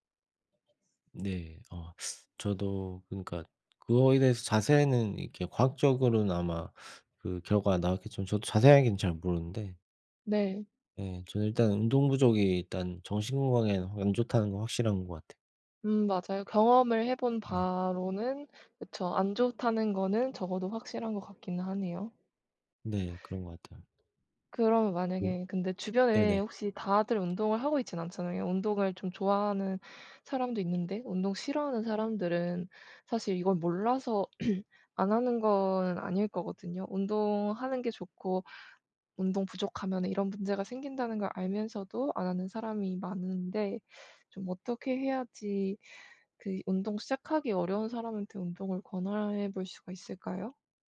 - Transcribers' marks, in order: other background noise; teeth sucking; throat clearing
- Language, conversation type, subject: Korean, unstructured, 운동을 시작하지 않으면 어떤 질병에 걸릴 위험이 높아질까요?